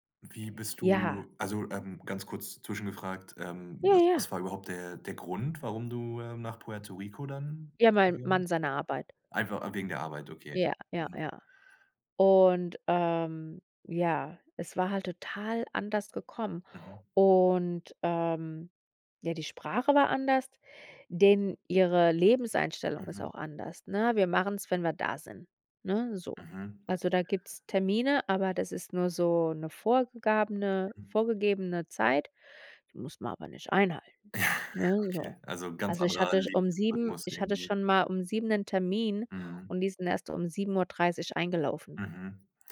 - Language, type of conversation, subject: German, podcast, Welche Begegnung hat deine Sicht auf ein Land verändert?
- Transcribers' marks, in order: drawn out: "und"; "anders" said as "anderst"; "anders" said as "anderst"; chuckle